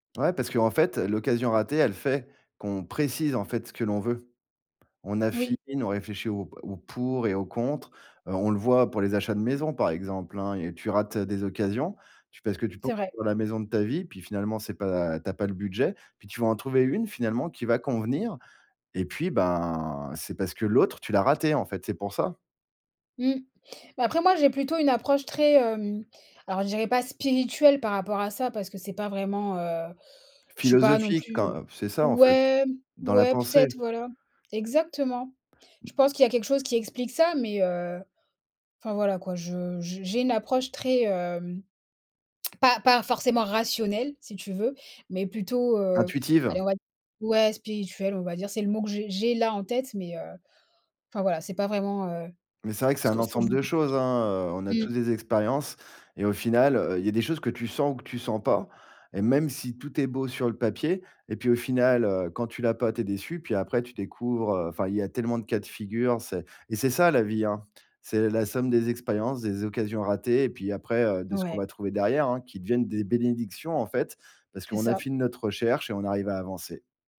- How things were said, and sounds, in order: other background noise; stressed: "spirituelle"; tongue click; stressed: "rationnelle"; stressed: "ça"
- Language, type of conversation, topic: French, podcast, Quelle opportunité manquée s’est finalement révélée être une bénédiction ?